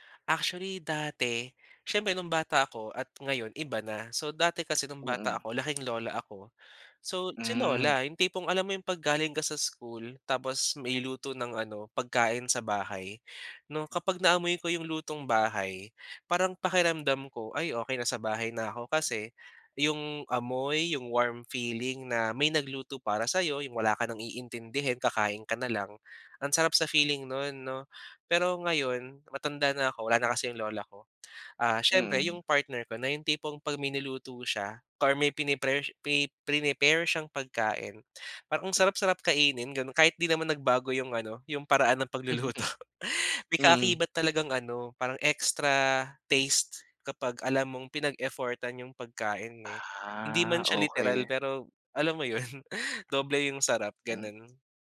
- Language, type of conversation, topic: Filipino, podcast, Paano ninyo ipinapakita ang pagmamahal sa pamamagitan ng pagkain?
- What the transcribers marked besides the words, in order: other background noise; chuckle; in English: "pagluluto"; in English: "extra taste"